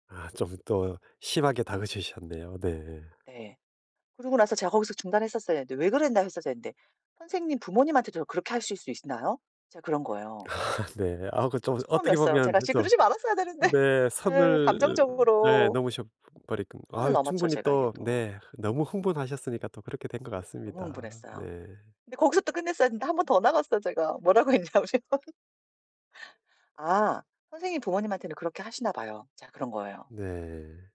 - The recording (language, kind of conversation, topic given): Korean, advice, 감정을 더 잘 알아차리고 조절하려면 어떻게 하면 좋을까요?
- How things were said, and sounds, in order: laughing while speaking: "아 네"; laughing while speaking: "되는데"; laughing while speaking: "했냐면"